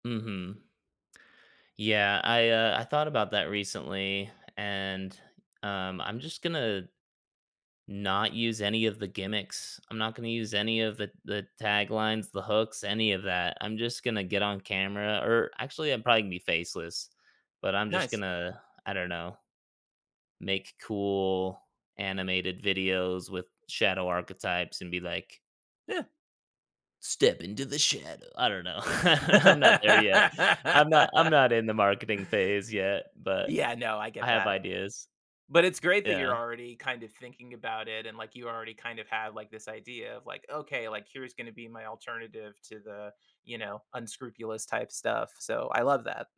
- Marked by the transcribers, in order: put-on voice: "Step into the shadow"; laugh; chuckle
- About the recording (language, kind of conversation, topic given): English, advice, How can I make a good impression at my new job?